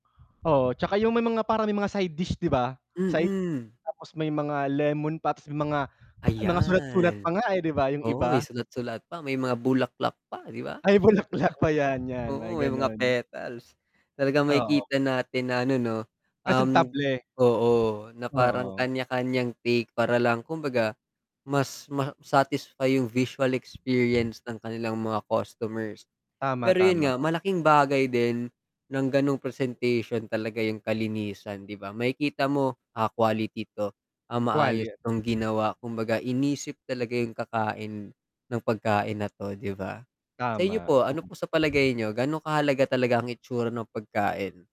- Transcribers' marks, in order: static; distorted speech; blowing; tapping; chuckle; wind
- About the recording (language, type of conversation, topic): Filipino, unstructured, Ano ang masasabi mo tungkol sa mga pagkaing hindi mukhang malinis?